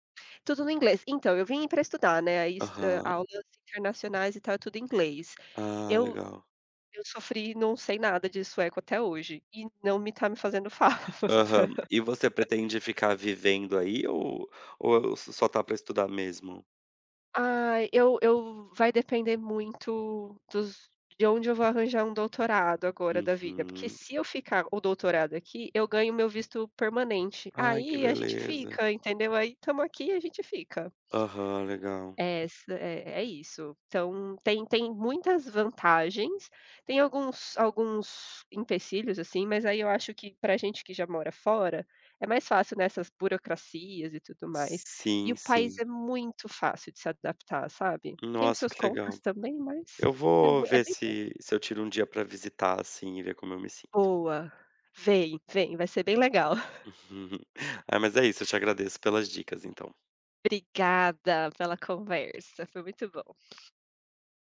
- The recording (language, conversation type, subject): Portuguese, unstructured, Como você equilibra trabalho e lazer no seu dia?
- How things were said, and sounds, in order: laughing while speaking: "falta"; laugh; laugh; tapping